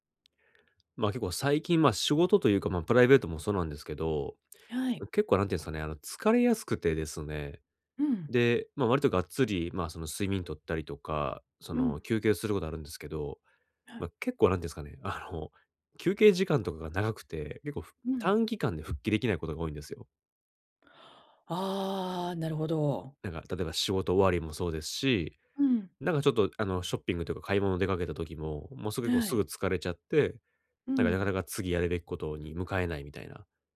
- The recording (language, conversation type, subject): Japanese, advice, 短時間で元気を取り戻すにはどうすればいいですか？
- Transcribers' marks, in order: none